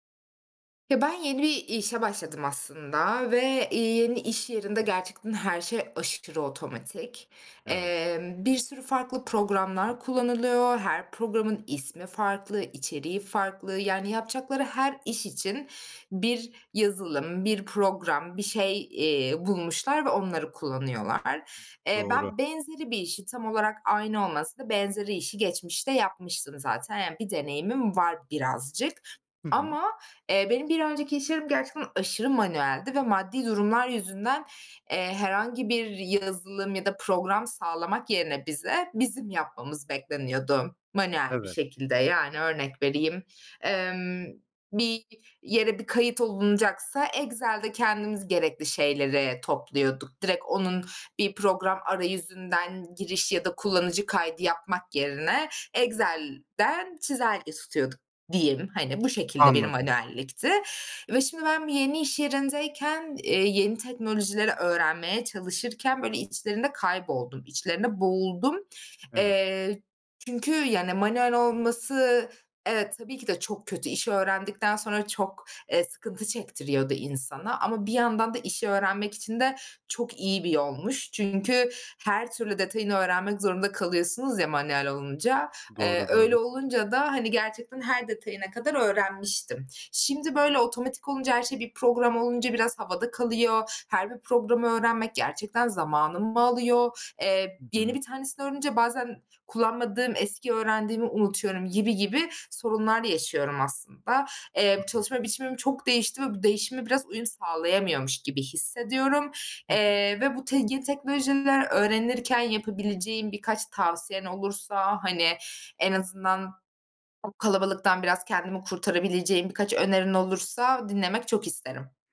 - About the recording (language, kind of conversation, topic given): Turkish, advice, İş yerindeki yeni teknolojileri öğrenirken ve çalışma biçimindeki değişikliklere uyum sağlarken nasıl bir yol izleyebilirim?
- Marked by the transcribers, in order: other background noise; unintelligible speech